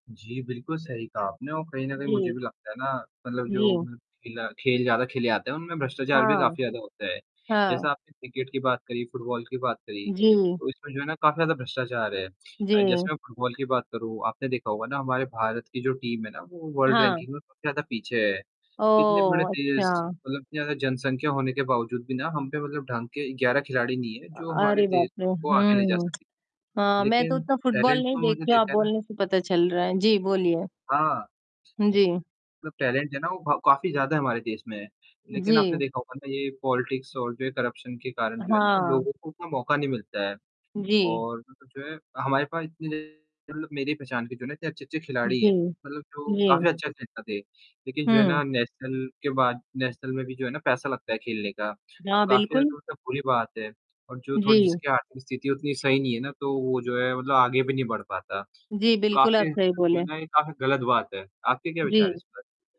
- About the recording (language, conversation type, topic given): Hindi, unstructured, क्या आपको लगता है कि खेलों में भ्रष्टाचार बढ़ रहा है?
- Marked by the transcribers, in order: static; in English: "टीम"; in English: "वर्ल्ड रैंकिंग"; distorted speech; tapping; in English: "टैलेंट"; other background noise; in English: "टैलेंट"; in English: "पॉलिटिक्स"; in English: "करप्शन"; in English: "नेशनल"; in English: "नेशनल"